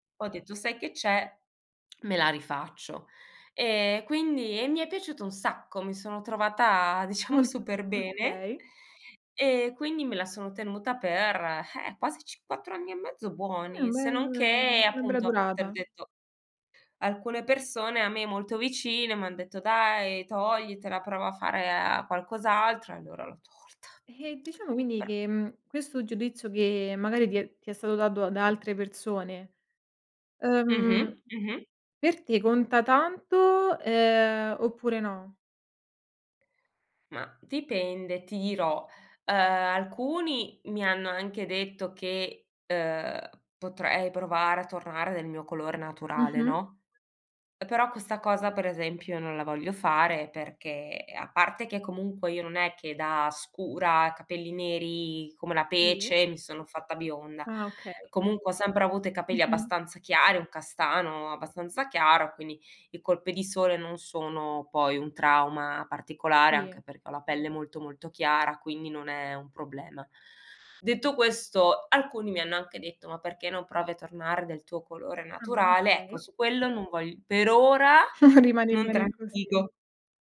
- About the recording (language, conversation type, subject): Italian, podcast, Hai mai cambiato look per sentirti più sicuro?
- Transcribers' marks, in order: laughing while speaking: "diciamo"; other background noise; chuckle